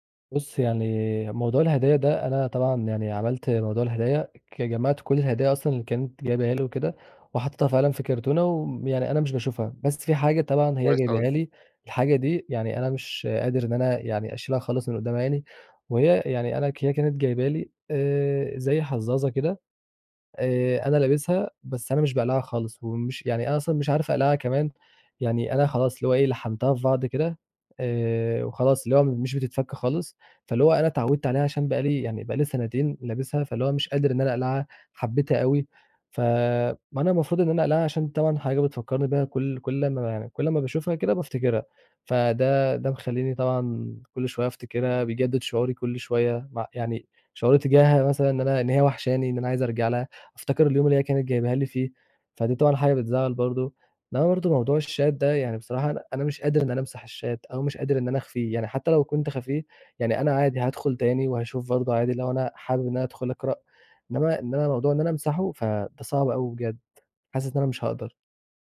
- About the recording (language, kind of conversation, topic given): Arabic, advice, إزاي أقدر أتعامل مع ألم الانفصال المفاجئ وأعرف أكمّل حياتي؟
- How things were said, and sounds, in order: tapping; in English: "الشات"; in English: "الشات"